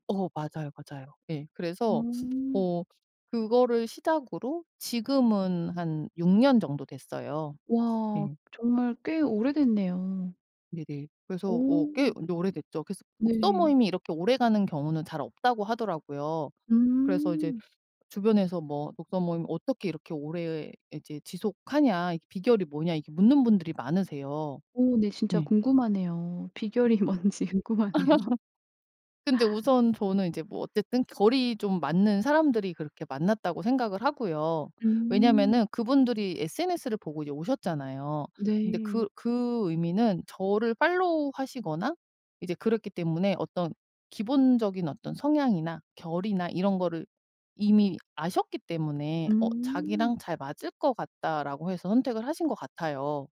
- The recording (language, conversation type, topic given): Korean, podcast, 취미를 통해 새로 만난 사람과의 이야기가 있나요?
- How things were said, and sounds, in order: other background noise; laugh; laughing while speaking: "뭔지 궁금하네요"; laugh; tapping; put-on voice: "팔로우하시거나"